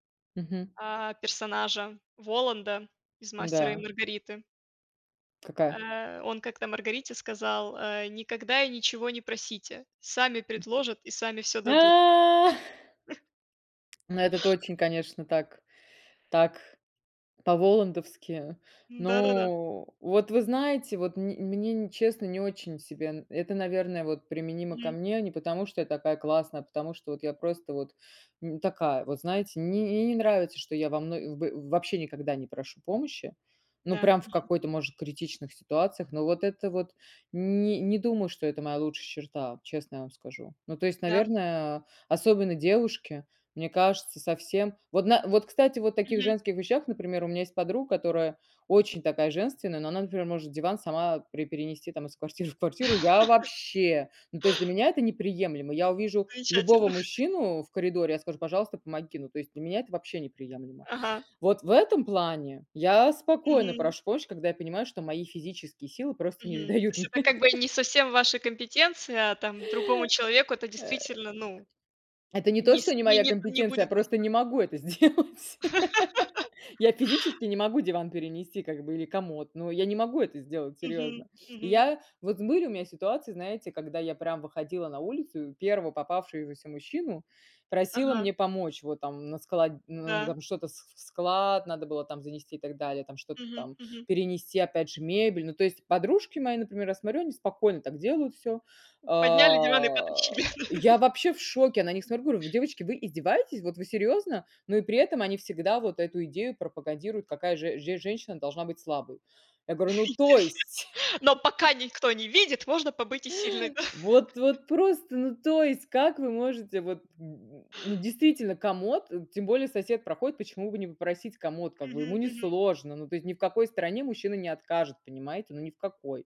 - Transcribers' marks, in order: other noise; drawn out: "А"; chuckle; tapping; other background noise; chuckle; laughing while speaking: "из квартиры"; laugh; unintelligible speech; laughing while speaking: "дают мне"; laugh; laughing while speaking: "сделать"; laugh; drawn out: "А"; laughing while speaking: "да"; laugh; unintelligible speech; chuckle; laugh
- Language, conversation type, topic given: Russian, unstructured, Как ты думаешь, почему люди боятся просить помощи?